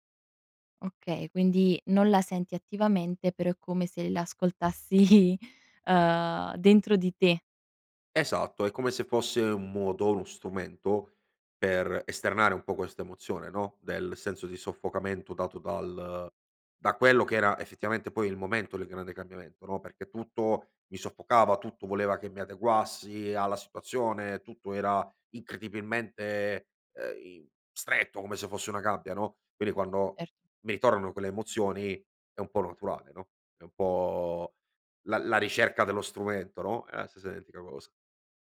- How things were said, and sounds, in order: laughing while speaking: "ascoltassi"; "Quindi" said as "quini"; "quando" said as "quanno"
- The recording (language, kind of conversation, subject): Italian, podcast, C’è una canzone che ti ha accompagnato in un grande cambiamento?